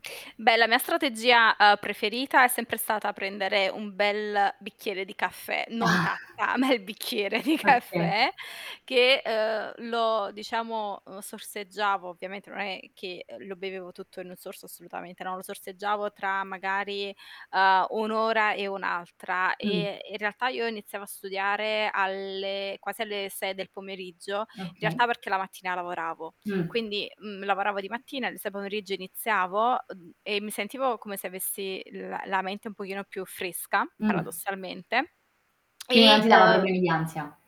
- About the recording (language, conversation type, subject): Italian, podcast, Che cosa ti motiva a rimetterti a studiare quando perdi la voglia?
- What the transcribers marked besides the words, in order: other background noise; static; chuckle; distorted speech; laughing while speaking: "bicchiere di caffè"; tapping; lip smack